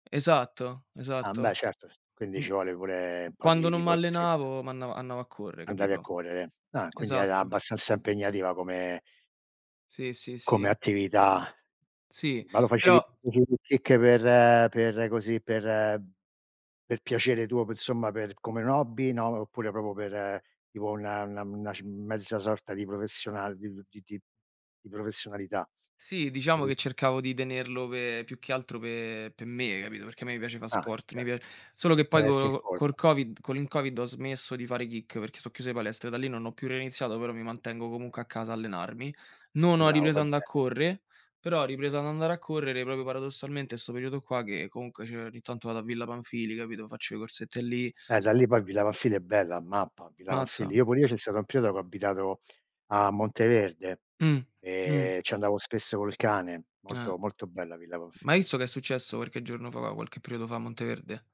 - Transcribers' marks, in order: "andavo" said as "mannavo"; "andavo" said as "annavo"; "proprio" said as "propo"; "per" said as "pe"; "andare" said as "anna'"; "correre" said as "corre"; "proprio" said as "propio"; "cioè" said as "ceh"
- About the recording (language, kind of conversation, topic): Italian, unstructured, Come ti senti dopo una corsa all’aperto?